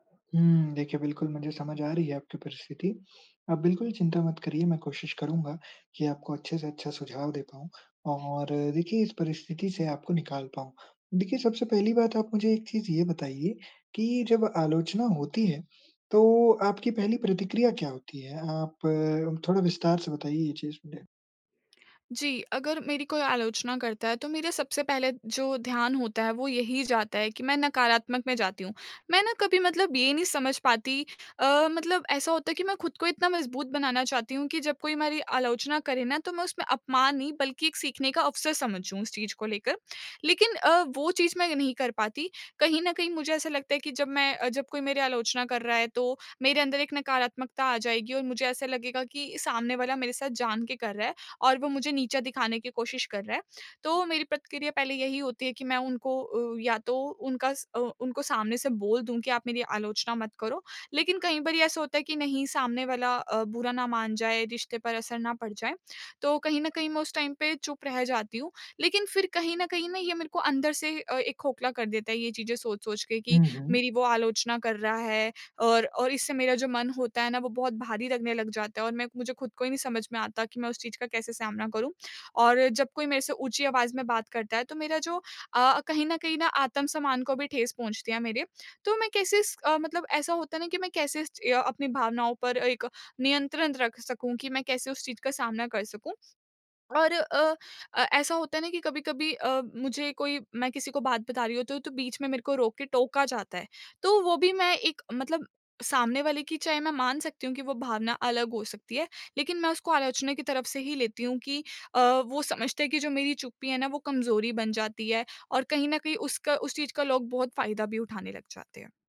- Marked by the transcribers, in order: in English: "टाइम"
- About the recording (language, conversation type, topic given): Hindi, advice, मैं शांत रहकर आलोचना कैसे सुनूँ और बचाव करने से कैसे बचूँ?
- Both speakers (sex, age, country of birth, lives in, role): female, 20-24, India, India, user; male, 20-24, India, India, advisor